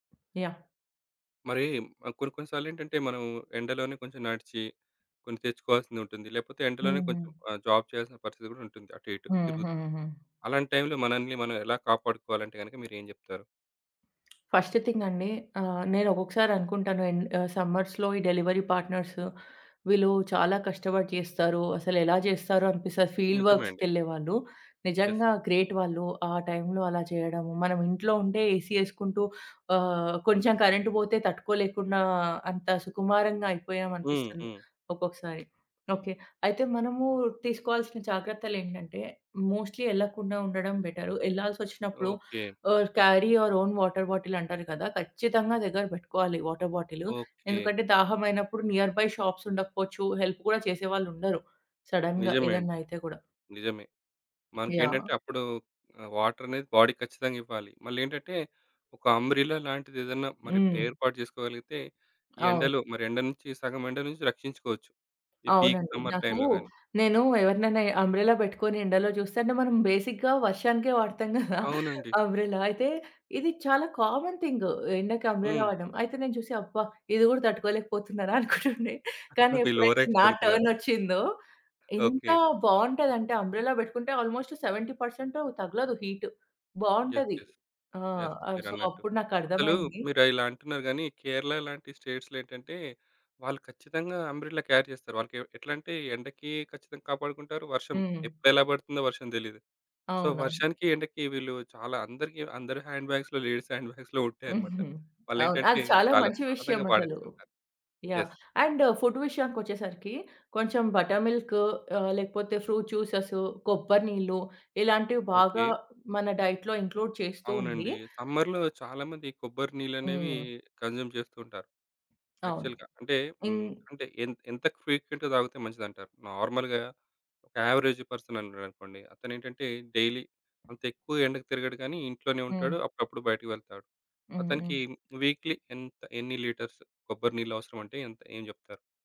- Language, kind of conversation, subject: Telugu, podcast, హైడ్రేషన్ తగ్గినప్పుడు మీ శరీరం చూపించే సంకేతాలను మీరు గుర్తించగలరా?
- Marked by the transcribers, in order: other background noise; in English: "జాబ్"; in English: "ఫస్ట్ థింగ్"; in English: "సమ్మర్స్‌లో"; in English: "డెలివరీ పార్ట్నర్స్"; in English: "ఫీల్డ్ వర్క్స్‌కి"; in English: "యెస్"; in English: "గ్రేట్"; in English: "ఏసీ"; in English: "కరెంట్"; in English: "మోస్ట్‌లీ"; in English: "క్యారీ యువర్ ఓన్ వాటర్ బాటిల్"; in English: "వాటర్"; in English: "నియర్‌బై షాప్స్"; in English: "హెల్ప్"; in English: "సడెన్‌గా"; in English: "వాటర్"; in English: "బాడీకి"; in English: "అంబ్రెలా"; in English: "పీక్ సమ్మర్ టైమ్‌లో"; in English: "అంబ్రెల్లా"; in English: "బేసిక్‌గా"; chuckle; in English: "అంబ్రెల్లా"; in English: "కామన్ థింగ్"; in English: "అంబ్రెల్లా"; giggle; laughing while speaking: "అనుకుంటుండే"; in English: "ఓవరాక్షన్"; in English: "టర్న్"; in English: "అంబ్రెల్లా"; in English: "ఆల్మోస్ట్ సెవెంటీ పర్సెంట్"; in English: "హీట్"; in English: "యెస్, యెస్, యెస్"; in English: "సో"; in English: "స్టేట్స్‌లో"; in English: "అంబ్రెలా క్యారీ"; in English: "సో"; in English: "హ్యాండ్ బ్యాగ్స్‌లో, లేడీస్ హ్యాండ్ బ్యాగ్స్‌లో"; chuckle; in English: "అండ్ ఫుడ్"; in English: "యెస్"; in English: "బటర్‌మిల్క్"; in English: "ఫ్రూట్"; in English: "డైట్‌లో ఇంక్లూడ్"; in English: "సమ్మర్‌లో"; tapping; in English: "కన్‌జ్యుమ్"; in English: "యాక్చువల్‌గా"; in English: "ఫ్రీక్వెంట్‌గా"; in English: "నార్మల్‌గా"; in English: "అవరేజ్ పర్సన్"; in English: "డైలీ"; in English: "వీక్‌లీ"; in English: "లీటర్స్"